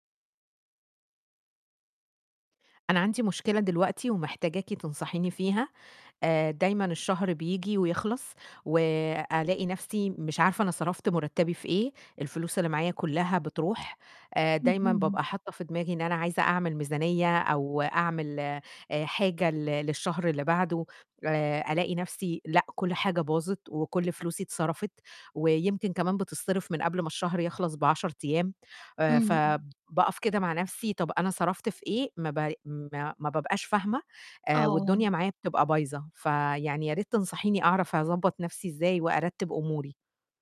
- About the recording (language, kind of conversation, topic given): Arabic, advice, إزاي أقدر أعرف فلوسي الشهرية بتروح فين؟
- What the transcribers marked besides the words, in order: tapping